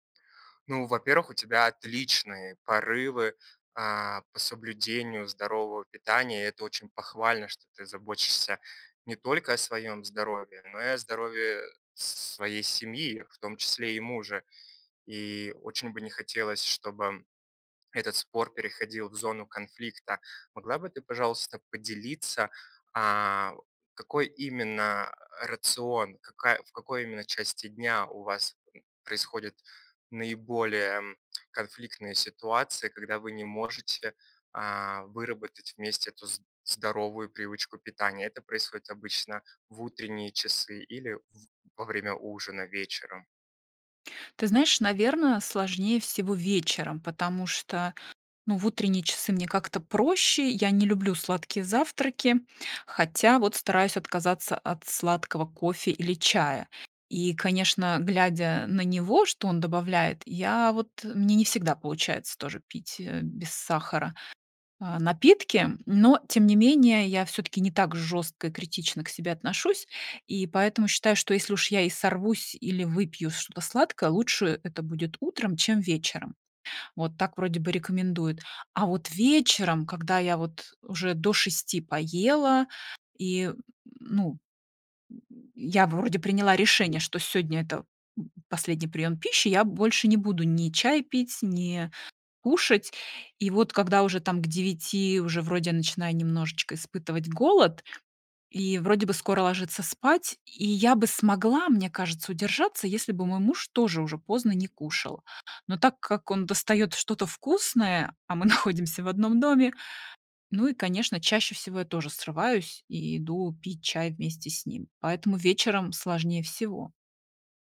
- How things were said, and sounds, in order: tapping; tongue click; grunt; other background noise; laughing while speaking: "находимся"
- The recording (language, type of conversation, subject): Russian, advice, Как договориться с домочадцами, чтобы они не мешали моим здоровым привычкам?